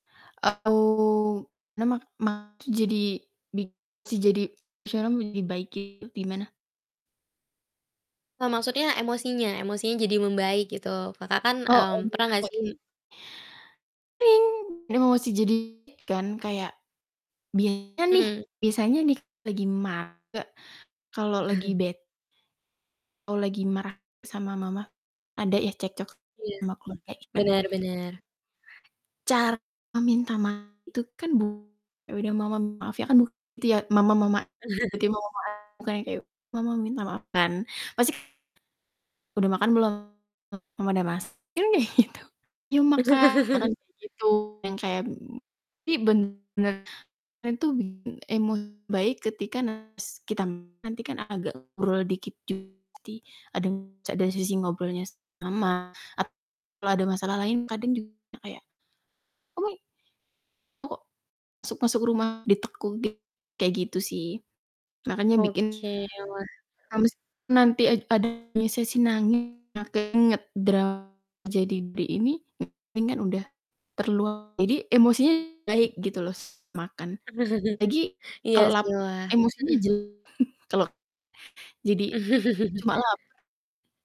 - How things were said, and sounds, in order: distorted speech; unintelligible speech; unintelligible speech; laugh; unintelligible speech; chuckle; chuckle; unintelligible speech; unintelligible speech; laugh; other background noise; laughing while speaking: "gitu"; unintelligible speech; unintelligible speech; unintelligible speech; unintelligible speech; static; unintelligible speech; unintelligible speech; unintelligible speech; unintelligible speech; chuckle; unintelligible speech; chuckle
- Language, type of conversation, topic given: Indonesian, podcast, Menurut pengalamanmu, apa peran makanan dalam proses pemulihan?